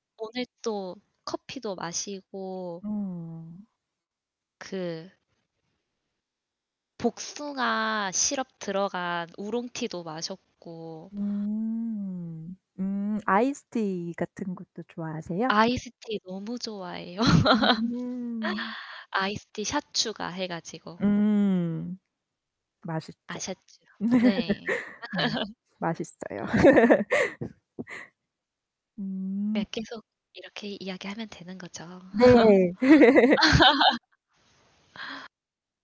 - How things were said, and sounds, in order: static; laugh; distorted speech; laugh; laugh; laugh
- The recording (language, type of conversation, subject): Korean, unstructured, 커피와 차 중 어떤 음료를 더 선호하시나요?